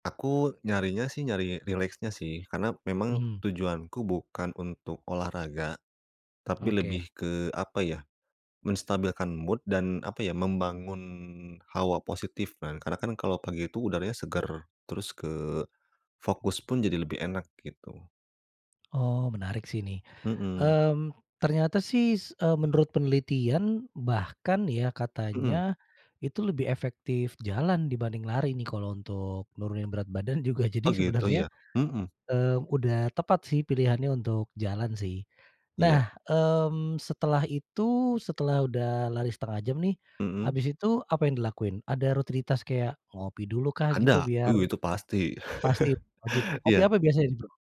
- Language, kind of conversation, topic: Indonesian, podcast, Kebiasaan pagi apa yang membantu menjaga suasana hati dan fokusmu?
- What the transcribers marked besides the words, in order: in English: "mood"; tapping; chuckle